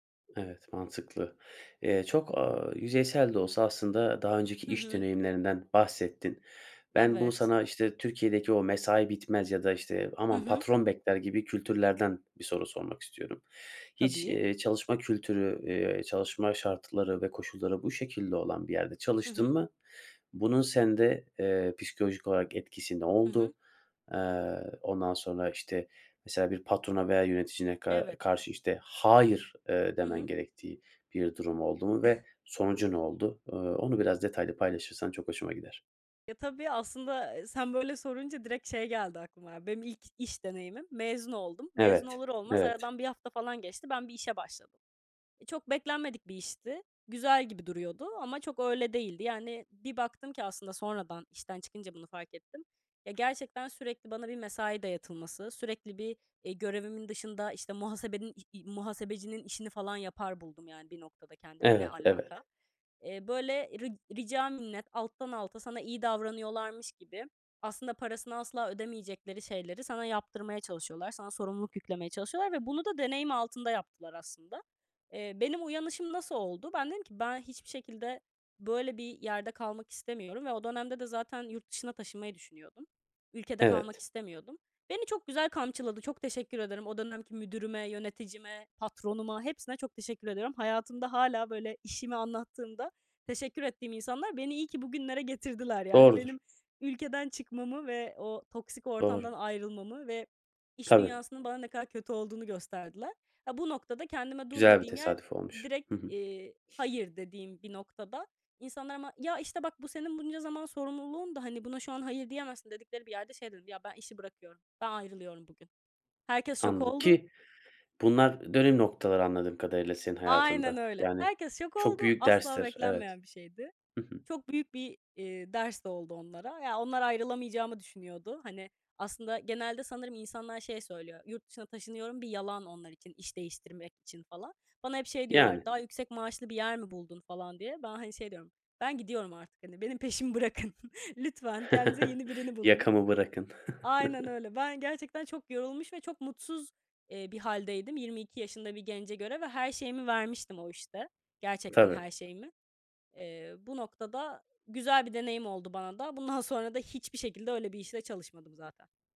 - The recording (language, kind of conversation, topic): Turkish, podcast, İş-özel hayat dengesini nasıl kuruyorsun?
- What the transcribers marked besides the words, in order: stressed: "Hayır"; giggle; tapping; other background noise; laughing while speaking: "benim peşimi bırakın. Lütfen kendinize yeni birini bulun"; chuckle; chuckle